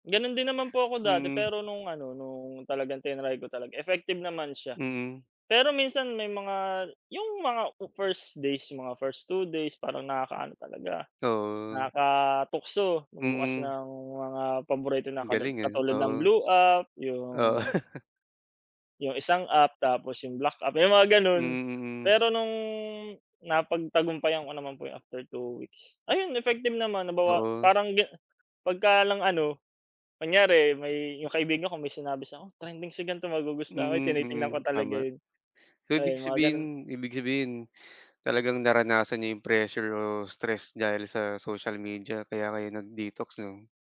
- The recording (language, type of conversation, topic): Filipino, unstructured, Paano mo tinitingnan ang epekto ng social media sa kalusugan ng isip?
- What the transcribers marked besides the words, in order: in English: "after two weeks"